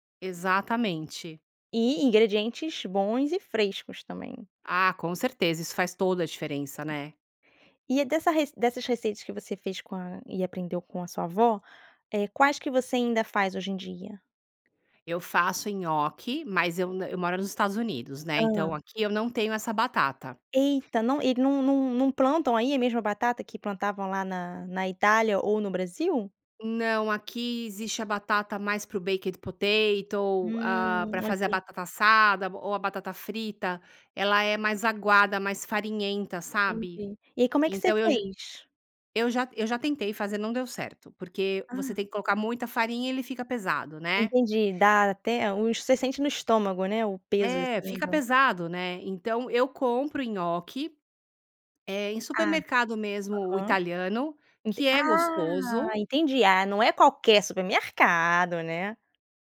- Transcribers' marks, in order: other background noise
- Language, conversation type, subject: Portuguese, podcast, Que prato dos seus avós você ainda prepara?